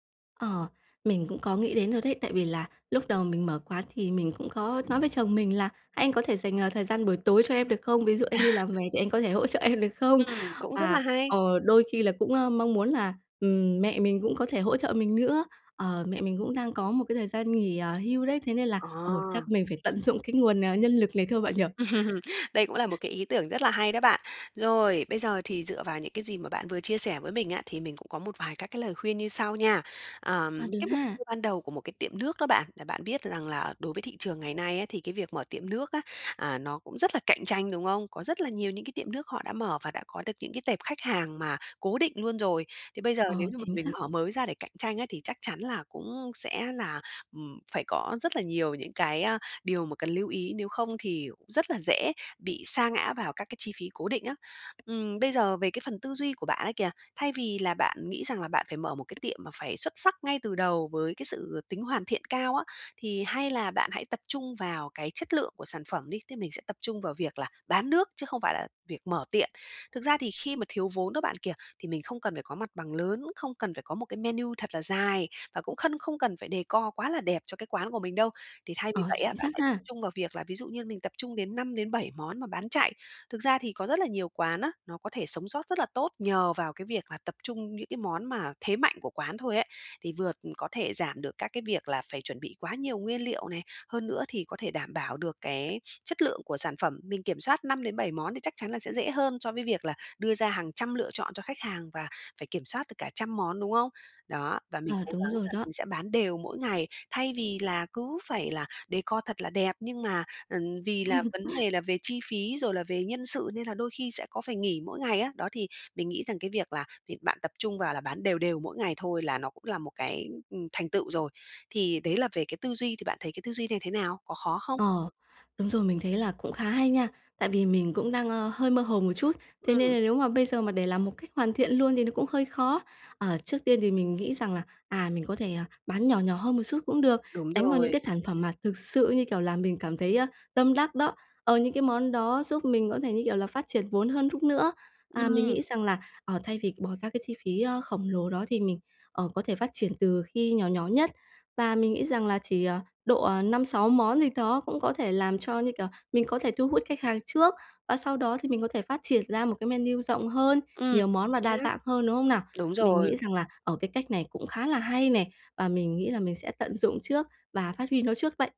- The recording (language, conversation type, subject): Vietnamese, advice, Làm sao bắt đầu khởi nghiệp khi không có nhiều vốn?
- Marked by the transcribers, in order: other background noise; laughing while speaking: "À"; tapping; laughing while speaking: "được"; laugh; unintelligible speech; in English: "decor"; in English: "decor"; laugh